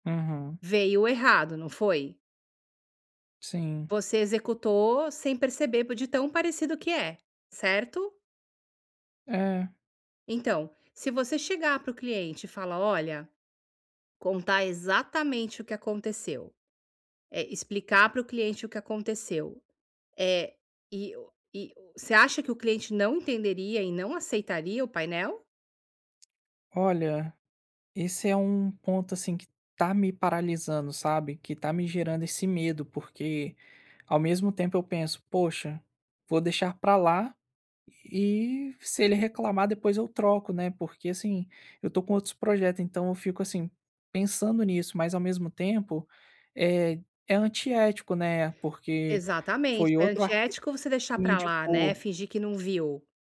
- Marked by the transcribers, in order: none
- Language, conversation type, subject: Portuguese, advice, Como posso manter a motivação depois de cometer um erro?